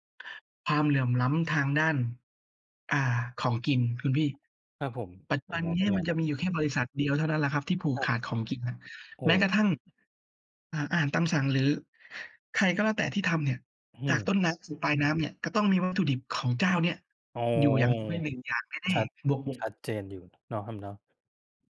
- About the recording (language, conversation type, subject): Thai, unstructured, รัฐบาลควรทำอย่างไรเพื่อแก้ไขปัญหาความเหลื่อมล้ำ?
- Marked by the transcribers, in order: other background noise